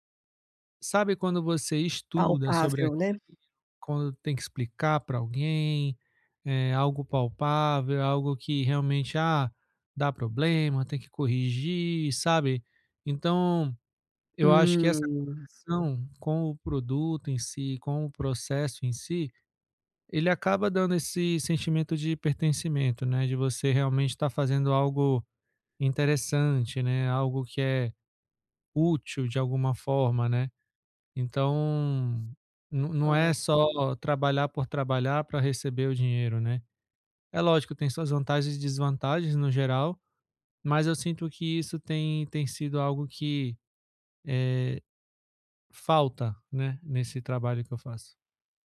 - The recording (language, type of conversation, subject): Portuguese, advice, Como posso equilibrar pausas e produtividade ao longo do dia?
- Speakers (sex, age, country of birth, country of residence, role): female, 30-34, Brazil, Sweden, advisor; male, 35-39, Brazil, France, user
- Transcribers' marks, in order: tapping